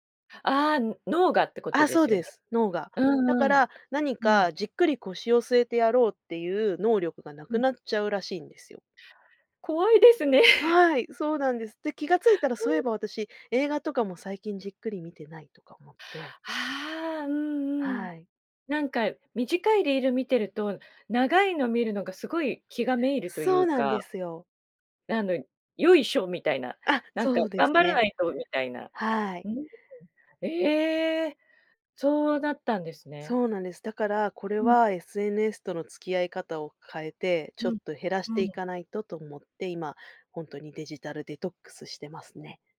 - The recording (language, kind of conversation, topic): Japanese, podcast, SNSとどう付き合っていますか？
- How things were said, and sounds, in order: laughing while speaking: "ですね"; other background noise